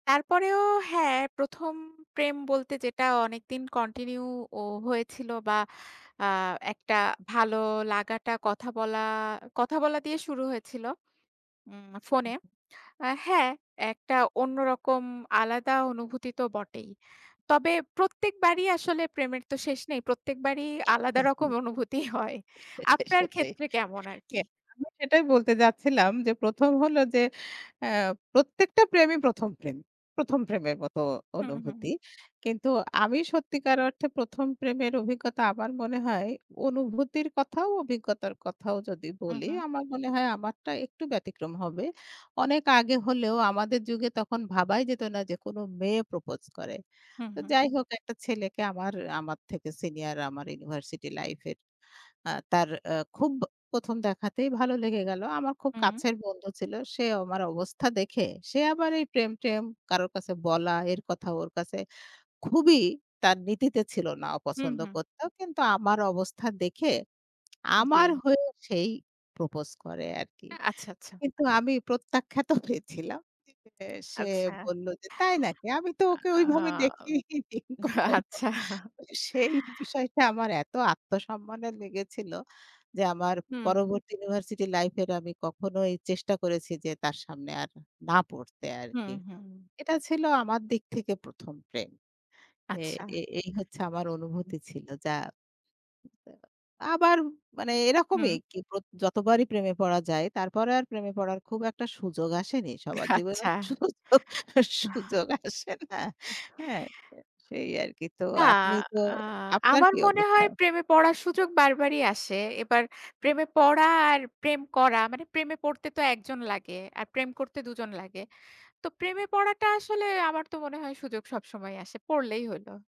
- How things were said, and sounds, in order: laughing while speaking: "প্রত্যেকবারই আলাদা রকম অনুভূতি হয়"; other background noise; tapping; laughing while speaking: "আচ্ছা"; laughing while speaking: "আমি তো ওকে ওইভাবে দেখিনি কখনো"; laughing while speaking: "আচ্ছা"; laughing while speaking: "সবার জীবনের সুযোগ, সুযোগ আসে না"; laugh
- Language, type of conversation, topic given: Bengali, unstructured, প্রথমবার কাউকে ভালো লাগার অনুভূতিটা তোমার কাছে কেমন?
- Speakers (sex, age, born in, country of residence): female, 30-34, Bangladesh, Bangladesh; female, 55-59, Bangladesh, Bangladesh